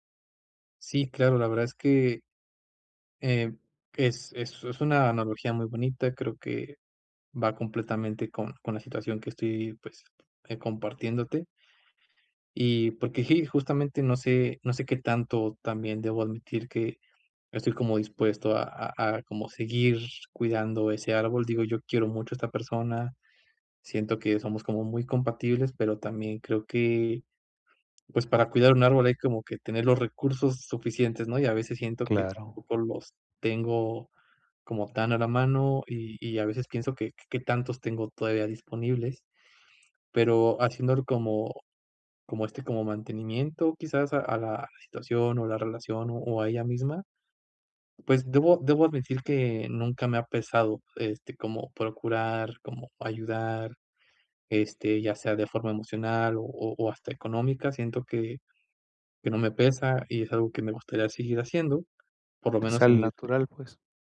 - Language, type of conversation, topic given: Spanish, advice, ¿Cómo puedo comunicar lo que necesito sin sentir vergüenza?
- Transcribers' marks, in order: other background noise; "sí" said as "jí"